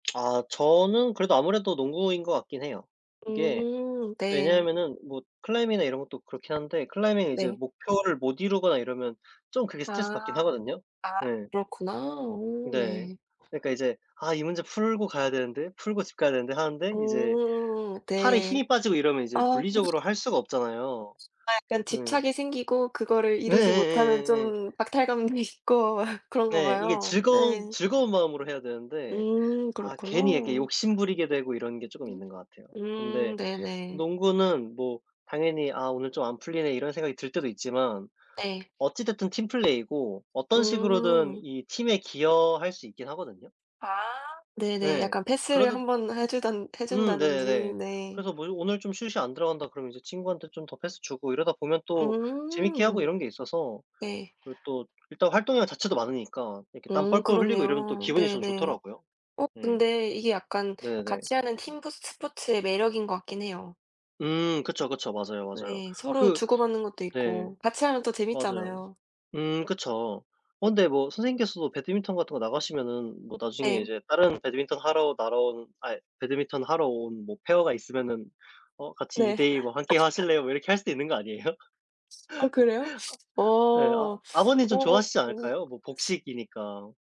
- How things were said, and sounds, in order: tapping; other background noise; laughing while speaking: "있고"; background speech; in English: "페어가"; laugh; laughing while speaking: "아니에요?"; laugh
- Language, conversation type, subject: Korean, unstructured, 운동을 하면서 가장 행복했던 기억이 있나요?
- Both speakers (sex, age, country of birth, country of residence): female, 20-24, South Korea, United States; male, 25-29, South Korea, South Korea